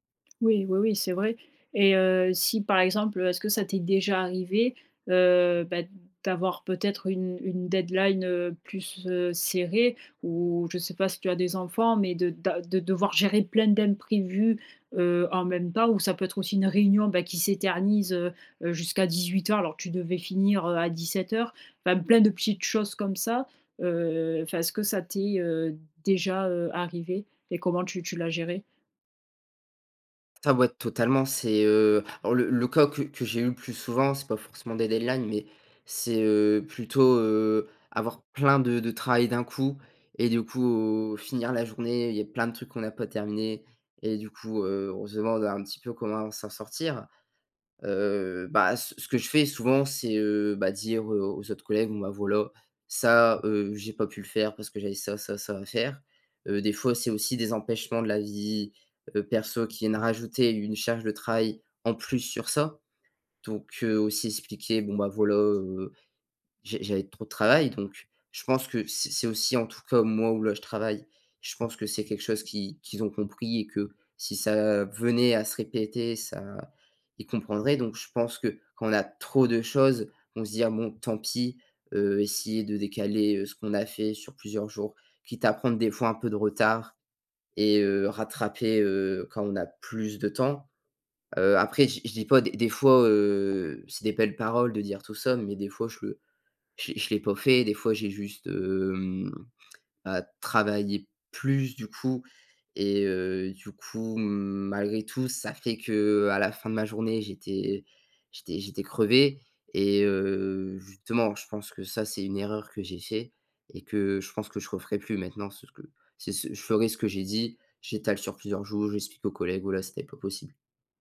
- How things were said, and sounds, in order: tapping; drawn out: "coup"; drawn out: "heu"
- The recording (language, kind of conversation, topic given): French, podcast, Comment gères-tu ton équilibre entre vie professionnelle et vie personnelle au quotidien ?